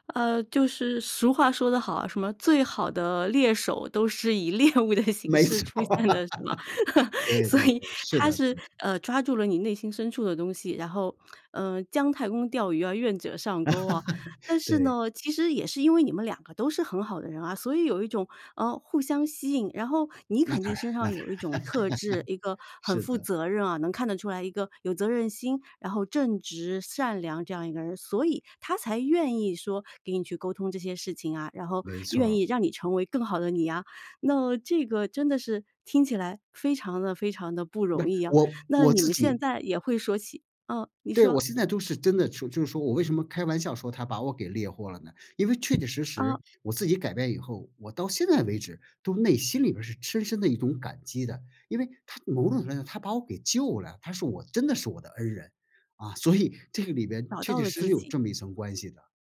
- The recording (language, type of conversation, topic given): Chinese, podcast, 你会因为别人的眼光而改变自己的穿搭吗？
- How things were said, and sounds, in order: laughing while speaking: "猎物的形式出现的是吗？所以"; laughing while speaking: "没错儿"; laugh; lip smack; laugh; laugh; tapping